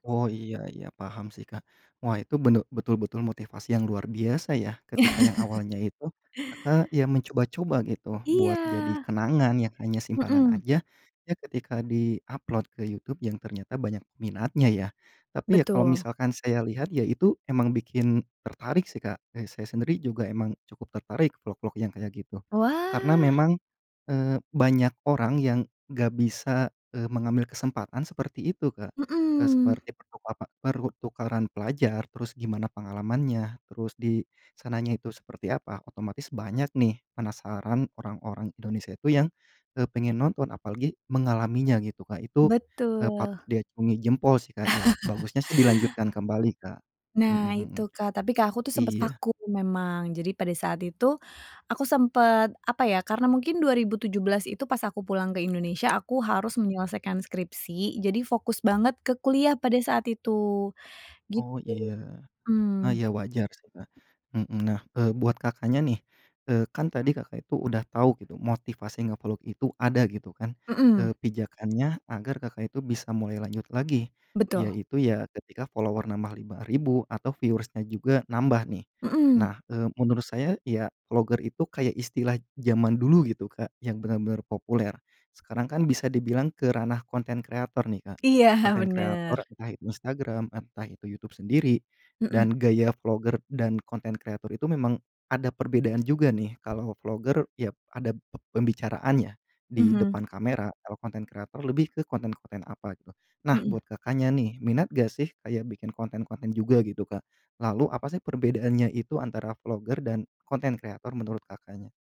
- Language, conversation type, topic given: Indonesian, podcast, Ceritakan hobi lama yang ingin kamu mulai lagi dan alasannya
- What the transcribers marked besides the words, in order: chuckle; in English: "di-upload"; chuckle; other background noise; tapping; in English: "follower"; in English: "viewers-nya"; laughing while speaking: "Iya"